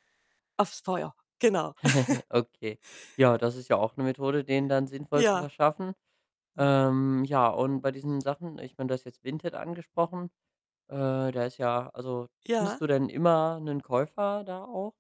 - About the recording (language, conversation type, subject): German, podcast, Wie entscheidest du, was weg kann und was bleibt?
- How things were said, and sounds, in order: giggle; chuckle; unintelligible speech; other background noise